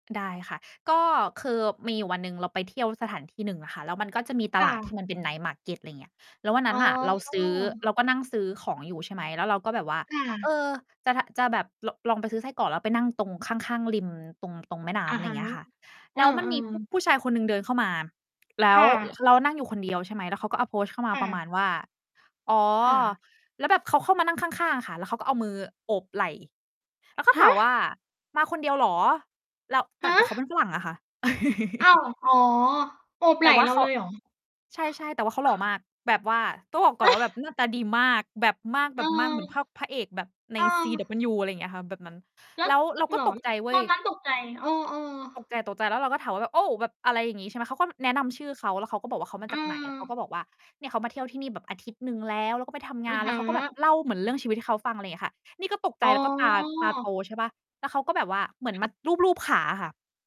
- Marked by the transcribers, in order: in English: "night market"; distorted speech; in English: "approach"; stressed: "ฮะ"; stressed: "ฮะ"; laugh; stressed: "ฮะ"
- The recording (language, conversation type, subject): Thai, unstructured, คุณเคยมีประสบการณ์แปลก ๆ ระหว่างการเดินทางไหม?